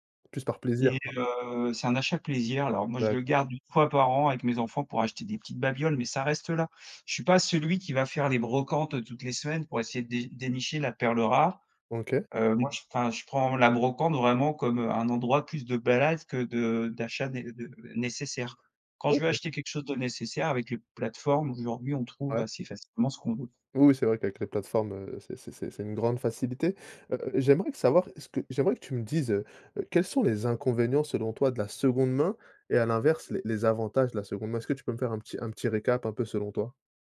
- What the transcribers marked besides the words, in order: tapping; stressed: "seconde"
- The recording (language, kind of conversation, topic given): French, podcast, Préfères-tu acheter neuf ou d’occasion, et pourquoi ?